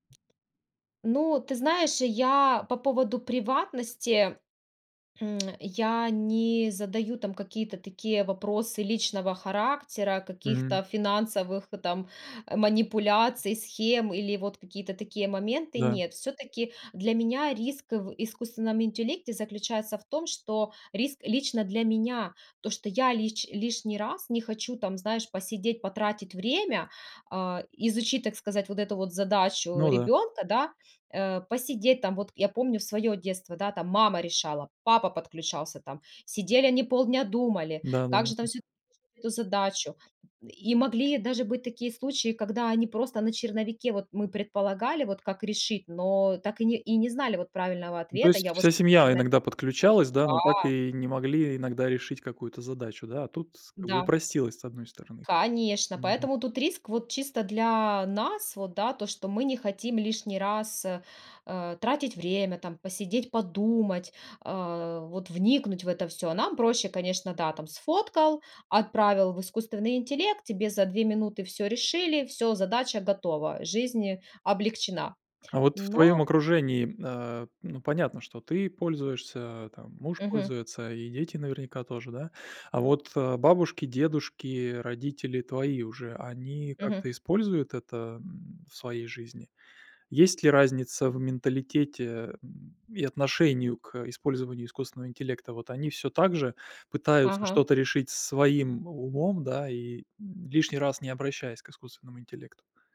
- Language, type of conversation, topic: Russian, podcast, Как вы относитесь к использованию ИИ в быту?
- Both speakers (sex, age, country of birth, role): female, 35-39, Ukraine, guest; male, 45-49, Russia, host
- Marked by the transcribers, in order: other background noise; unintelligible speech; unintelligible speech